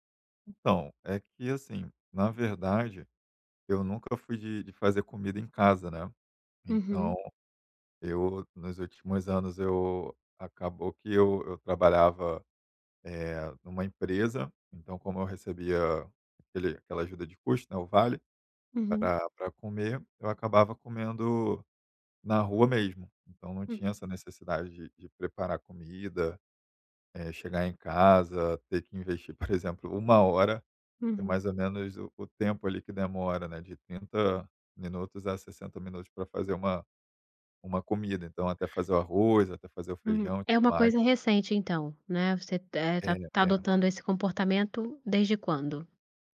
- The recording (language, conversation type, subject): Portuguese, advice, Como posso cozinhar refeições nutritivas durante a semana mesmo com pouco tempo e pouca habilidade?
- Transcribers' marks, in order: tapping; other background noise